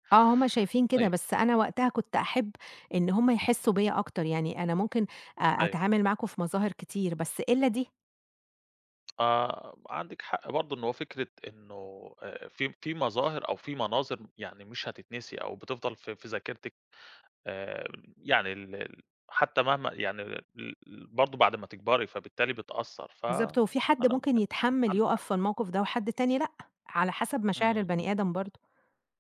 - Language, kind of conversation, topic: Arabic, podcast, إيه طقوس تحضير الأكل مع أهلك؟
- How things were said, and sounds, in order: tapping; unintelligible speech